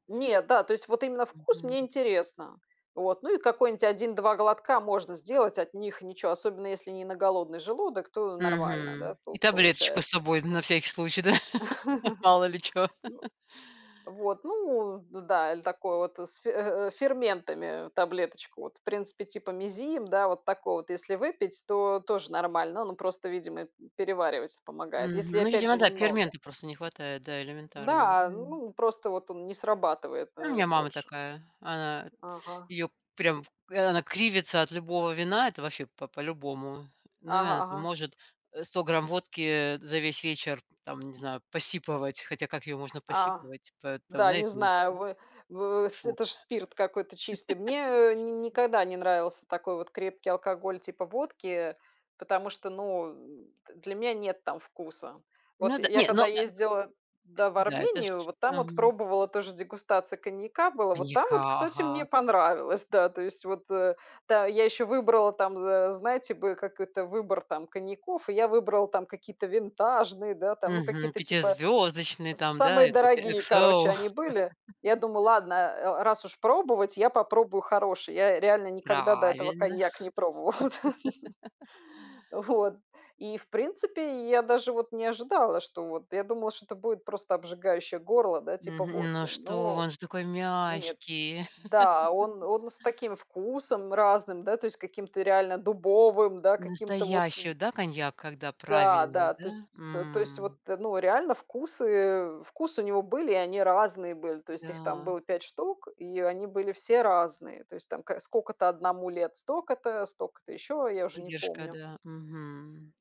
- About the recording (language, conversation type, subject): Russian, unstructured, Как вы относитесь к чрезмерному употреблению алкоголя на праздниках?
- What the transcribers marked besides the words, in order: "какой-нибудь" said as "какой-нить"; chuckle; laughing while speaking: "да. Мало ли чё"; tapping; other background noise; unintelligible speech; chuckle; laugh; put-on voice: "Правильно"; laugh; laugh; "сколько-то" said as "скока-то"; "столько-то" said as "стока-то"; "столько-то" said as "стока-то"